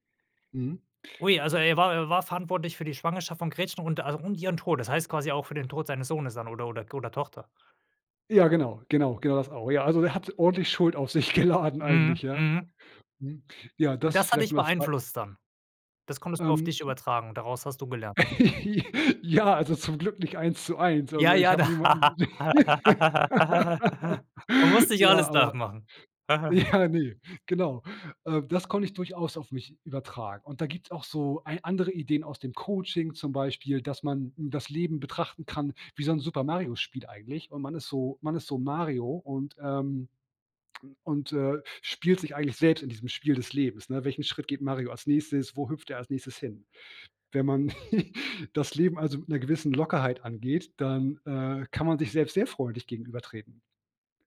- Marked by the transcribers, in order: laughing while speaking: "geladen"; laugh; laughing while speaking: "Ja, also zum Glück nicht eins zu eins"; laugh; laughing while speaking: "da"; laugh; laughing while speaking: "ja"; giggle; lip smack; giggle; stressed: "sehr"
- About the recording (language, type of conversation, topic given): German, podcast, Wie lernst du, dir selbst freundlicher gegenüberzutreten?